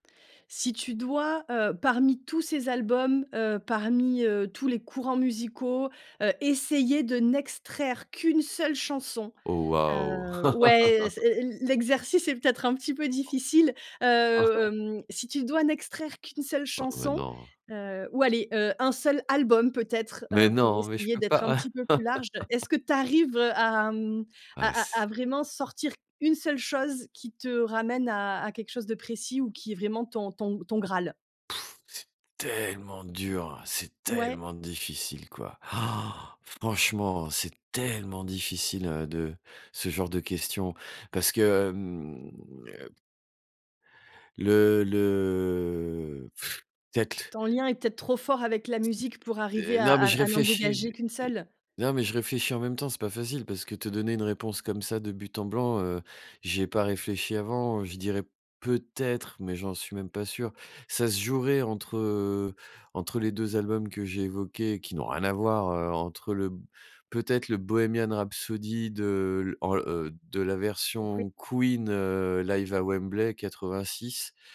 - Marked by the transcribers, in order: laugh; other noise; laugh; stressed: "album"; laugh; scoff; stressed: "tellement"; stressed: "tellement"; inhale; stressed: "tellement"; drawn out: "le"; scoff
- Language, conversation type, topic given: French, podcast, Quelle musique te transporte directement dans un souvenir précis ?